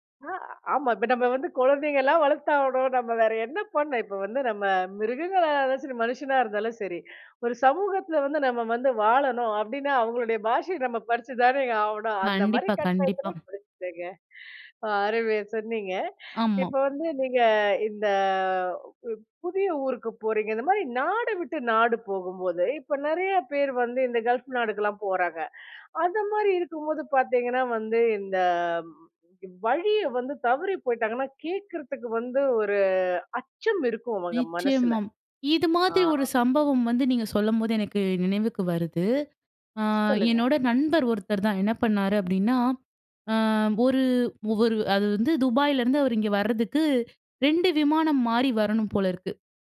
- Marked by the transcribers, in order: inhale; other background noise
- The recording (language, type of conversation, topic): Tamil, podcast, புதிய ஊரில் வழி தவறினால் மக்களிடம் இயல்பாக உதவி கேட்க எப்படி அணுகலாம்?